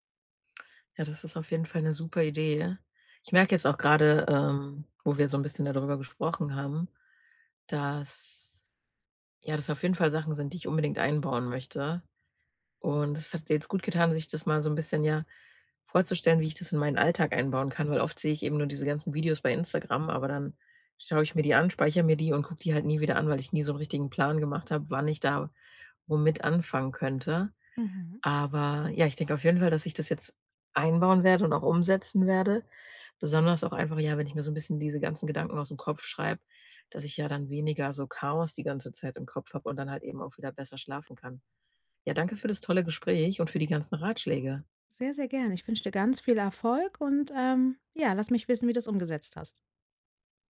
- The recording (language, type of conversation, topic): German, advice, Wie kann ich eine einfache tägliche Achtsamkeitsroutine aufbauen und wirklich beibehalten?
- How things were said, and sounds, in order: other background noise